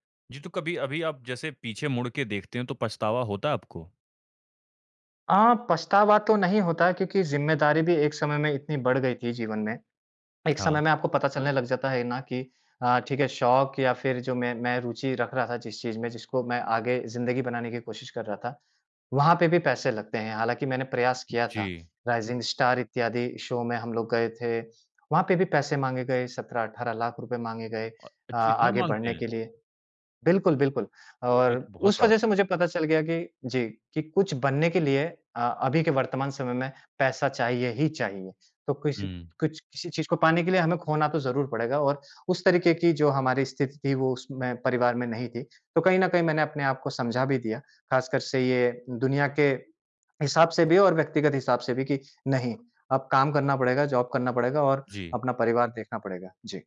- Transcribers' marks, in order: in English: "शो"; in English: "जॉब"
- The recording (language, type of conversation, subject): Hindi, podcast, तुम्हारे घरवालों ने तुम्हारी नाकामी पर कैसी प्रतिक्रिया दी थी?